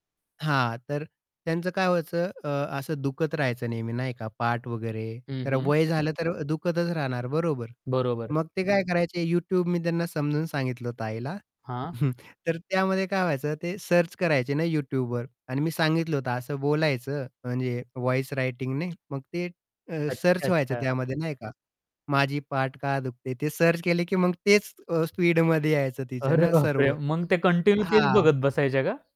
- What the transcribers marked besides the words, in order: static; chuckle; in English: "व्हॉईस रायटिंगने"; laughing while speaking: "अरे, बापरे!"; in English: "कंटिन्यू"
- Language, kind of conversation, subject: Marathi, podcast, डूमस्क्रोलिंगची सवय सोडण्यासाठी तुम्ही काय केलं किंवा काय सुचवाल?